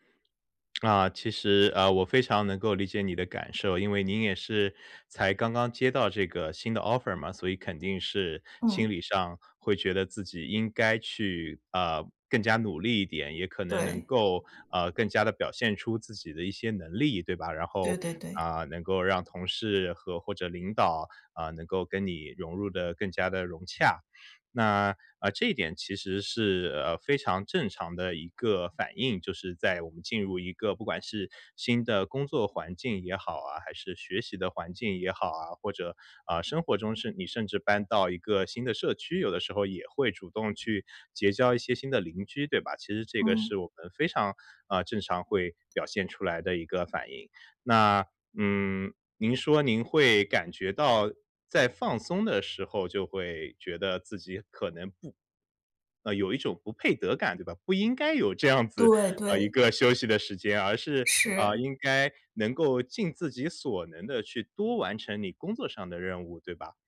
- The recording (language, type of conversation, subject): Chinese, advice, 放松时总感到内疚怎么办？
- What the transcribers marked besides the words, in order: in English: "offer"; other background noise; laughing while speaking: "这样子"